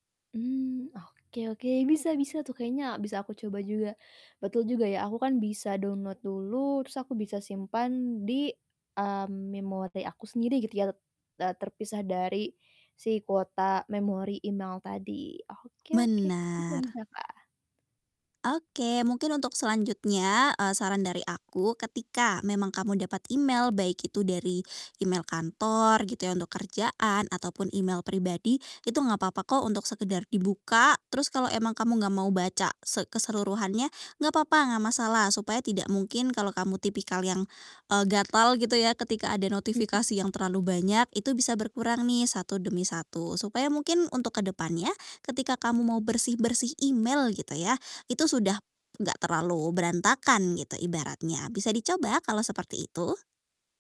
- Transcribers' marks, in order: static; distorted speech
- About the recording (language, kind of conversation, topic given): Indonesian, advice, Bagaimana cara merapikan kotak masuk email dan berkas digital saya?